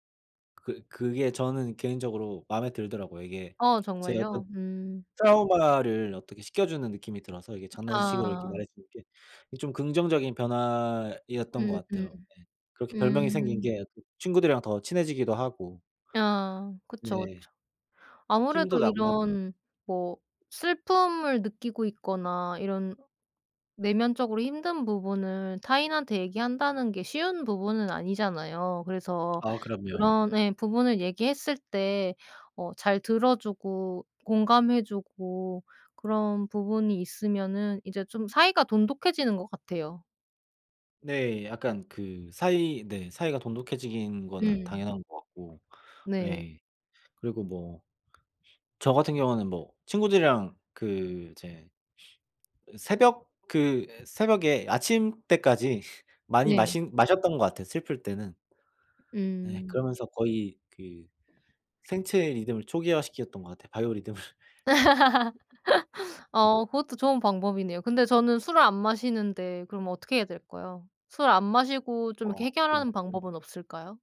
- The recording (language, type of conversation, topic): Korean, unstructured, 슬픔을 다른 사람과 나누면 어떤 도움이 될까요?
- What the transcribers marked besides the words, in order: tapping; background speech; other noise; other background noise; laughing while speaking: "리듬을"; laugh